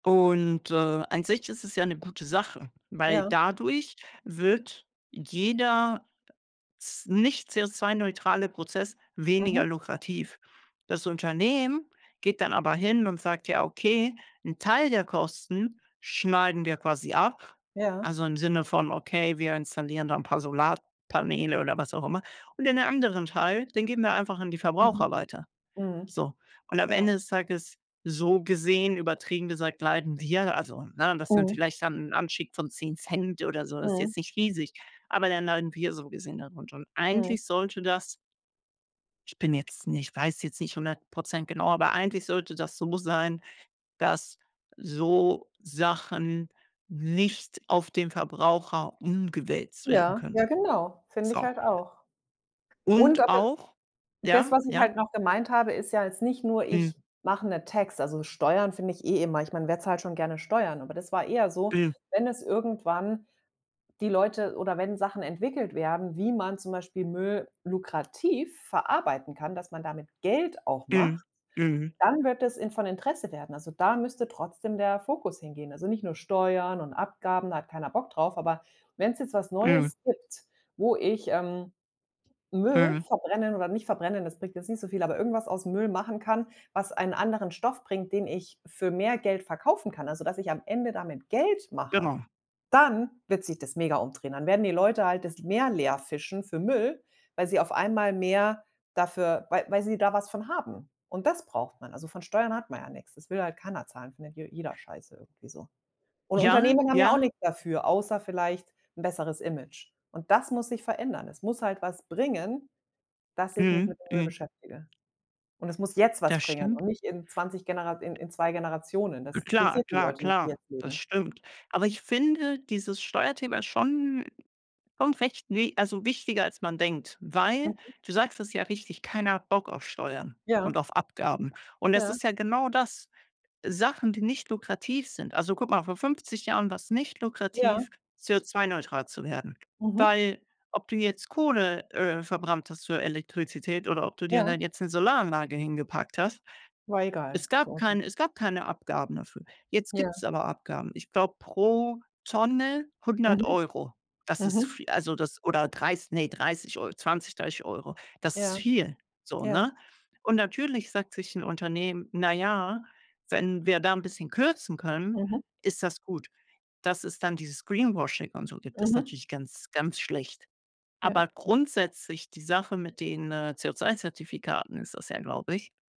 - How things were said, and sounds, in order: other background noise; in English: "Tax"; unintelligible speech; stressed: "dann"; unintelligible speech
- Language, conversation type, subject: German, unstructured, Was ärgert dich am meisten an der Umweltzerstörung durch Konzerne?